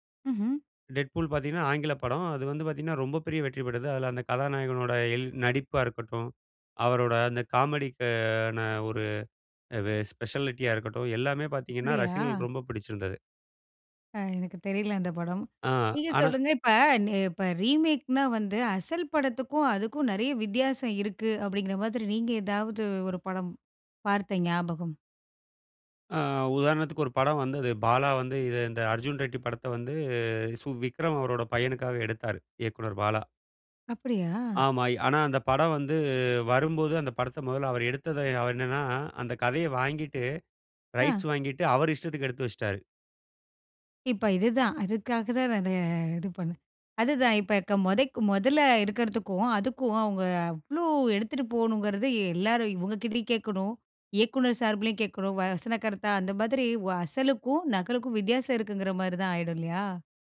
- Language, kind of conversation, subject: Tamil, podcast, ரீமேக்குகள், சீக்வெல்களுக்கு நீங்கள் எவ்வளவு ஆதரவு தருவீர்கள்?
- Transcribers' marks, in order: tapping; in English: "டெட் பூல்"; in English: "காமெடிக்கு"; in English: "ஸ்பெஷாலிட்டியா"; other background noise; in English: "ரீமேக்ன்னா"; drawn out: "வந்து"; drawn out: "வந்து"; "வச்சிட்டாரு" said as "வஷ்டாரு"